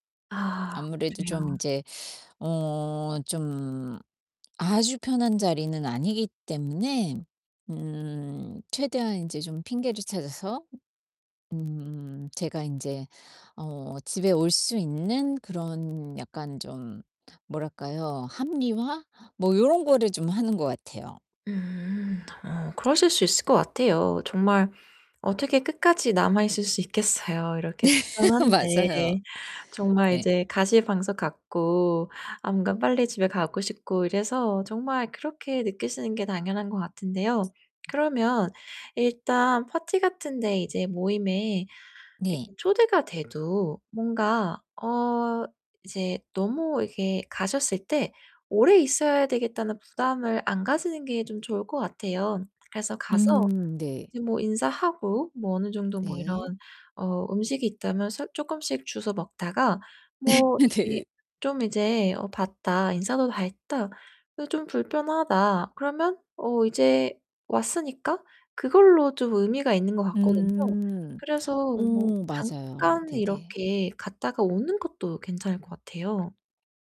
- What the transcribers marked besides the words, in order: distorted speech; laughing while speaking: "있겠어요"; laugh; other background noise; tapping; swallow; "주워" said as "주서"; laugh
- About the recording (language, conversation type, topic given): Korean, advice, 파티나 모임에서 사람 많은 분위기가 부담될 때 어떻게 하면 편안하게 즐길 수 있을까요?